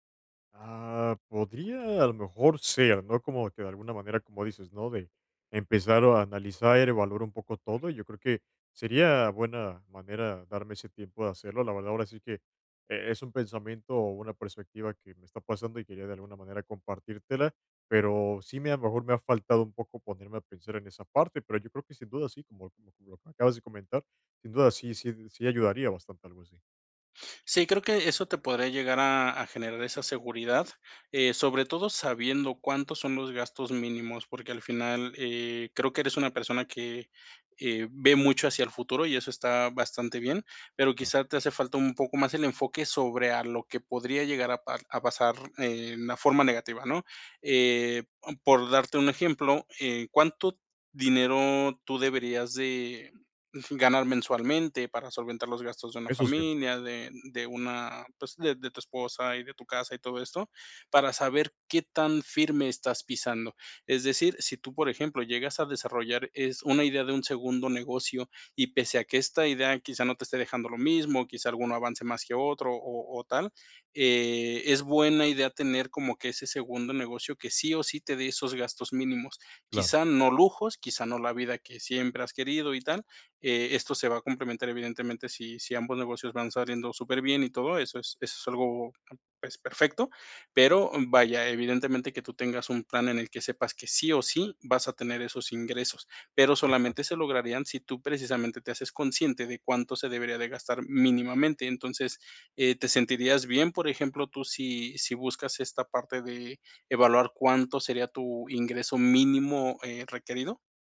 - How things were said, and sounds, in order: none
- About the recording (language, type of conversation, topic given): Spanish, advice, ¿Cómo puedo aprender a confiar en el futuro otra vez?